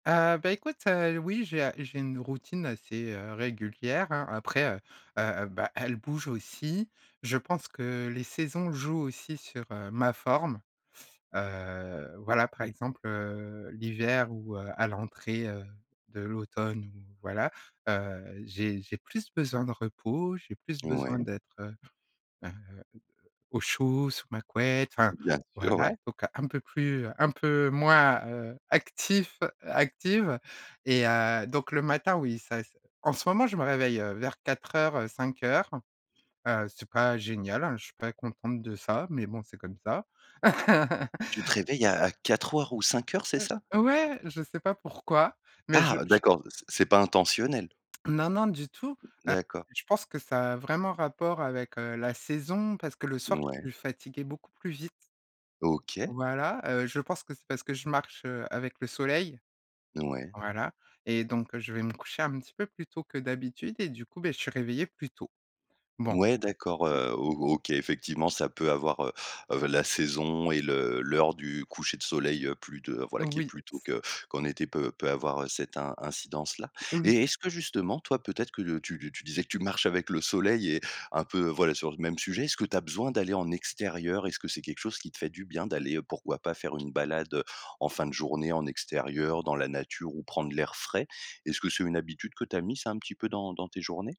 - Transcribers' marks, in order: stressed: "actif"; chuckle; tapping; stressed: "saison"; unintelligible speech
- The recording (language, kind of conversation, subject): French, podcast, Comment prends-tu tes pauses au travail pour garder de l'énergie ?